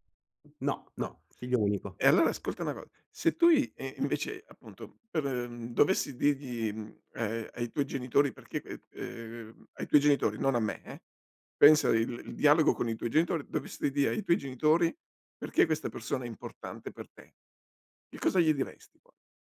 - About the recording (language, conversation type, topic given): Italian, podcast, Che cosa ti ha insegnato un mentore importante?
- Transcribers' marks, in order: none